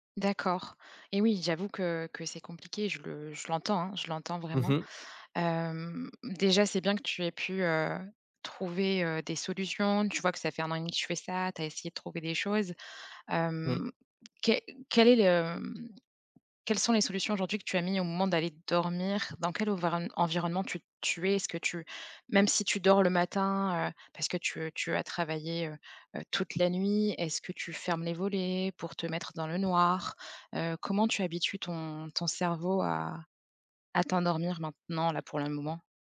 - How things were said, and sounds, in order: tapping
- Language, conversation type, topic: French, advice, Comment gérer des horaires de sommeil irréguliers à cause du travail ou d’obligations ?